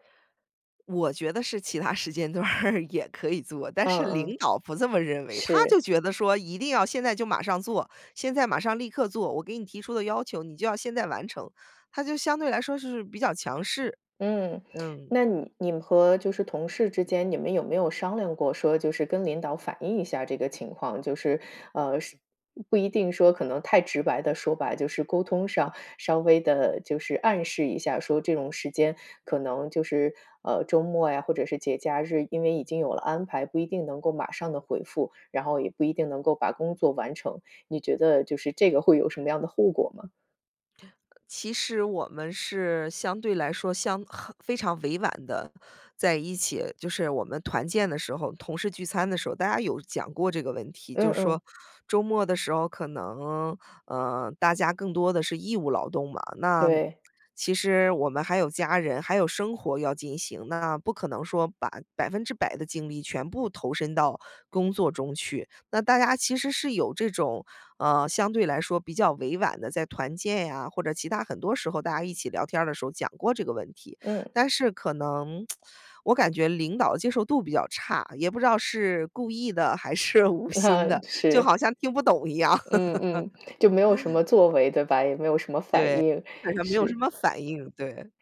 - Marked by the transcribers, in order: laughing while speaking: "段儿"; other background noise; lip smack; laughing while speaking: "啊"; laughing while speaking: "是无心的"; laugh
- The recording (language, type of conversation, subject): Chinese, advice, 为什么我周末总是放不下工作，无法真正放松？